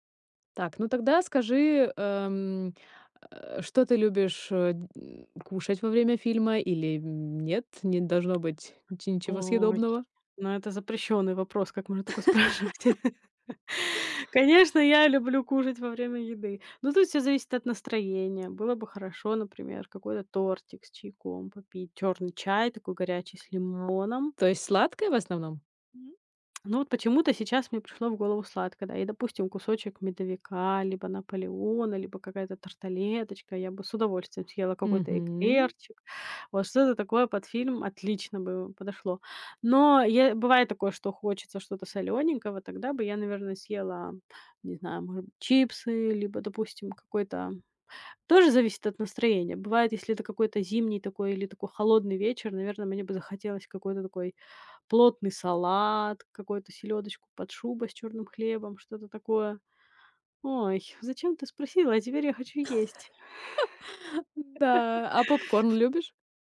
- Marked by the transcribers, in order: laugh; laughing while speaking: "спрашивать?"; laugh; tapping; alarm; laugh
- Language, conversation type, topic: Russian, podcast, Какой фильм вы любите больше всего и почему он вам так близок?